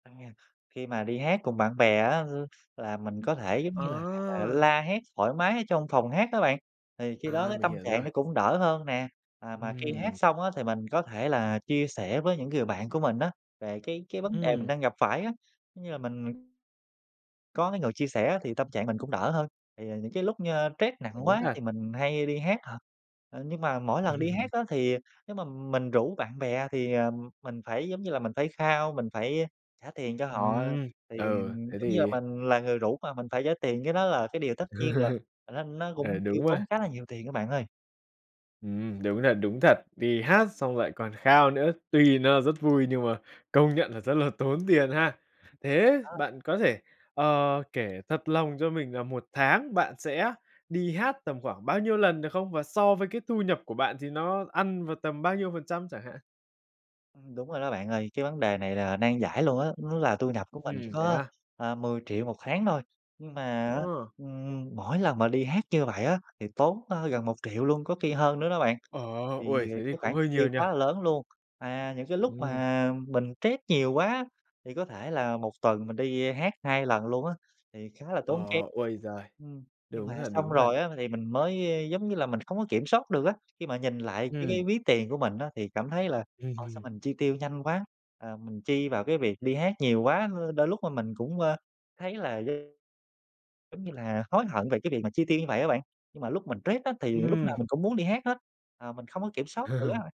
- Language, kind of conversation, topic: Vietnamese, advice, Làm sao kiểm soát thói quen tiêu tiền để tìm niềm vui?
- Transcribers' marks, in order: other background noise; "stress" said as "trét"; chuckle; laugh; tapping; "stress" said as "trét"; unintelligible speech; "stress" said as "trét"; chuckle